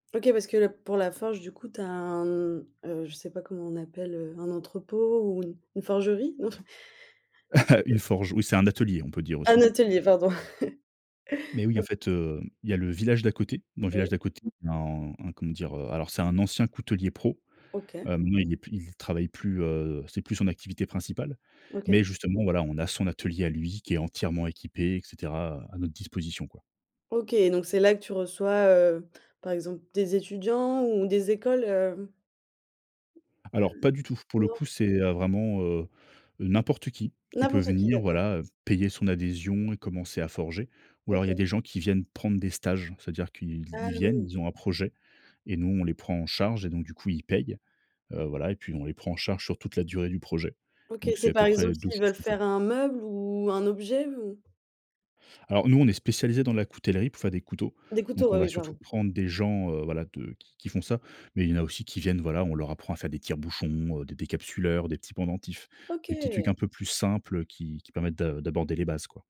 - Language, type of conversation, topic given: French, podcast, Quel conseil donnerais-tu à quelqu’un qui débute ?
- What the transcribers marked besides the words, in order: chuckle; chuckle; tapping; other background noise